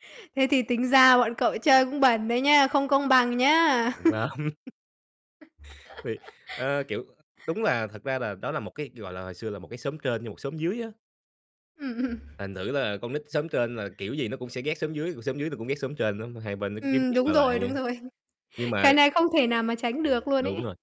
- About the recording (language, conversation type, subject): Vietnamese, podcast, Bạn có thể kể về một kỷ niệm tuổi thơ mà bạn không bao giờ quên không?
- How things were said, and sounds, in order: tapping; chuckle; laugh; other background noise; laughing while speaking: "rồi"